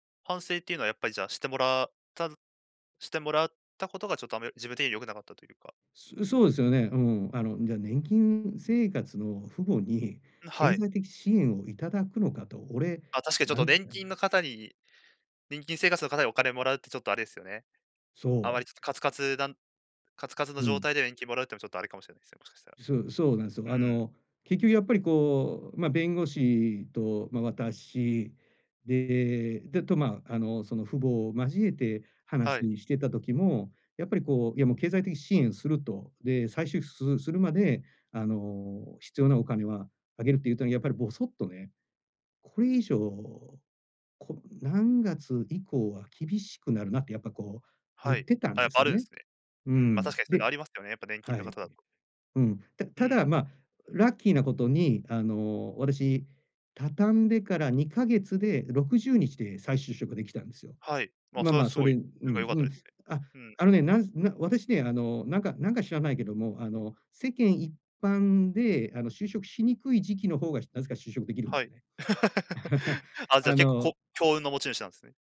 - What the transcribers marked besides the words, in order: laugh; chuckle
- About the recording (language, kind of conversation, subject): Japanese, advice, 家族の期待と自分の目標の折り合いをどうつければいいですか？